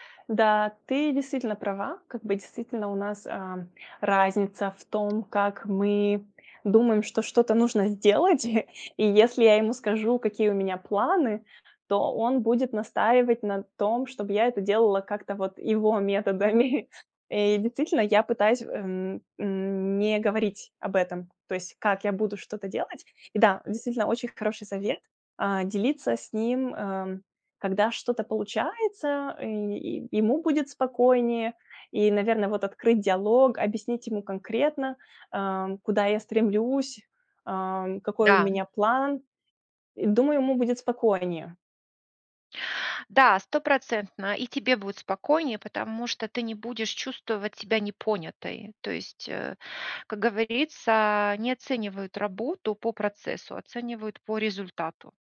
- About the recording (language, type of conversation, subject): Russian, advice, Как понять, что для меня означает успех, если я боюсь не соответствовать ожиданиям других?
- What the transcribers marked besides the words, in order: tapping; laughing while speaking: "его методами"